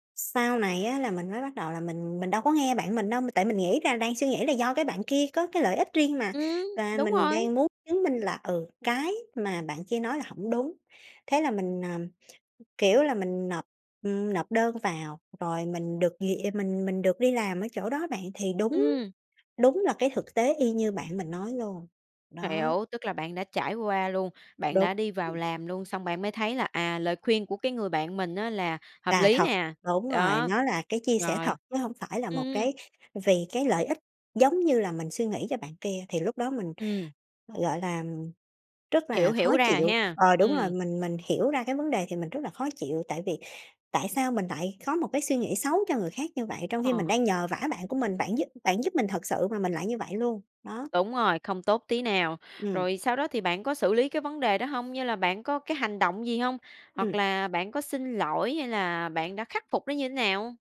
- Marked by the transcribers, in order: tapping; other background noise
- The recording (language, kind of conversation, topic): Vietnamese, podcast, Bạn xử lý tiếng nói nội tâm tiêu cực như thế nào?